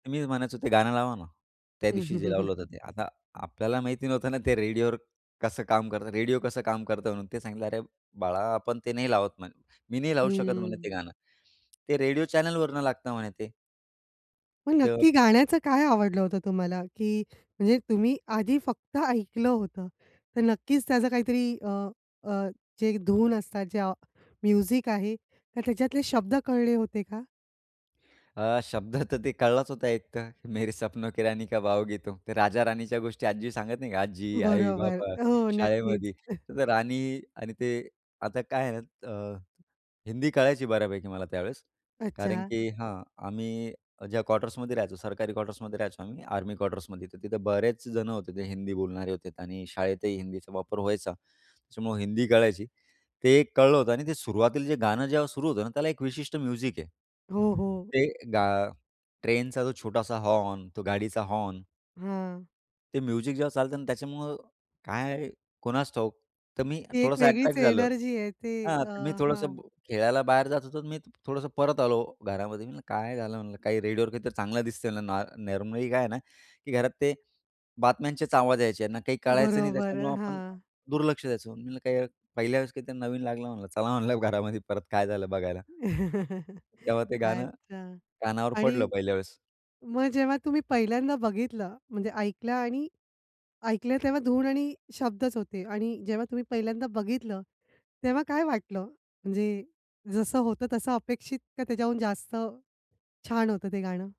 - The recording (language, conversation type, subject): Marathi, podcast, तुम्हाला बालपणीची आठवण जागवणारं कोणतं गाणं आहे?
- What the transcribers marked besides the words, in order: tapping; other background noise; in English: "म्युझिक"; laughing while speaking: "शब्द तर ते कळलाच होता एक, तर"; in Hindi: "मेरे सपनो की रानी कब आओगी तूम"; chuckle; in English: "म्युझिक"; in English: "म्युझिक"; chuckle